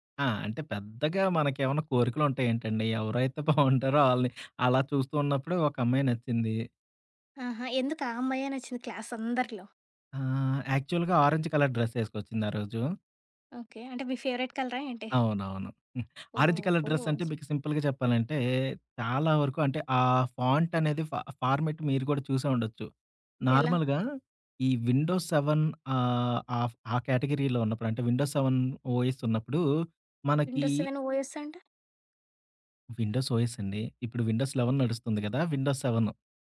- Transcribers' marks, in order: giggle; in English: "యాక్చువల్‌గా ఆరెంజ్ కలర్"; other background noise; in English: "ఫేవరెట్"; in English: "ఆరెంజ్ కలర్"; in English: "సింపుల్‌గా"; in English: "ఫా ఫార్మాట్"; in English: "నార్మల్‌గా"; in English: "విండోస్ సెవెన్"; in English: "కేటగిరీలో"; in English: "విండోస్ సెవెన్ ఓఎస్"; in English: "విండోస్ సెవెన్ ఓఎస్"; in English: "విండోస్ ఓఎస్"; in English: "విండోస్ లెవెన్"; in English: "విండోస్ సెవెన్"
- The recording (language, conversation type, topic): Telugu, podcast, ఏ సంభాషణ ఒకరోజు నీ జీవిత దిశను మార్చిందని నీకు గుర్తుందా?